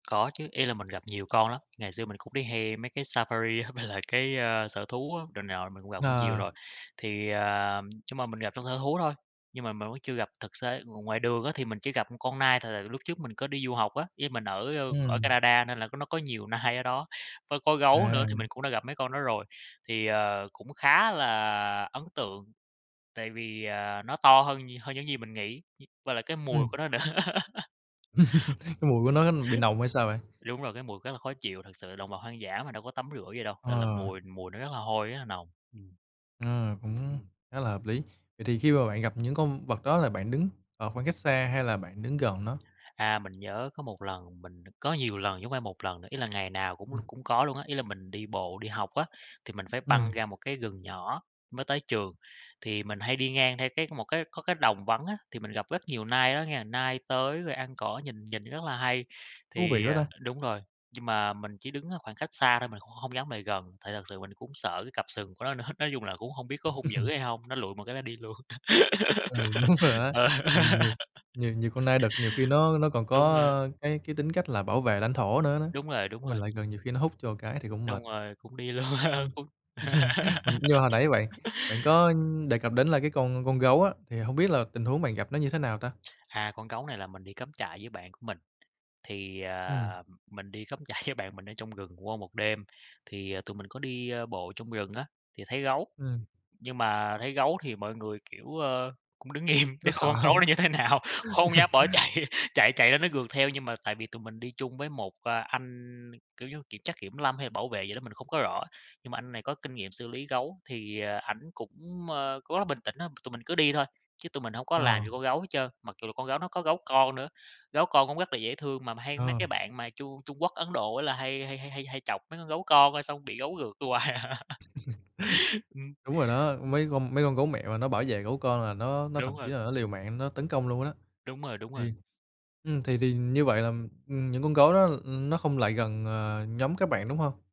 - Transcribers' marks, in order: tapping; in English: "safari"; laughing while speaking: "với lại"; other background noise; laughing while speaking: "nai"; laugh; chuckle; chuckle; laughing while speaking: "nữa"; laughing while speaking: "đúng rồi đó!"; laugh; laughing while speaking: "Ờ"; laugh; chuckle; laughing while speaking: "đi luôn"; laugh; tsk; laughing while speaking: "trại"; laughing while speaking: "im"; laughing while speaking: "nào"; laughing while speaking: "chạy"; laughing while speaking: "hông?"; laugh; laugh; laughing while speaking: "hoài à"; laugh
- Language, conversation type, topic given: Vietnamese, podcast, Gặp động vật hoang dã ngoài đường, bạn thường phản ứng ra sao?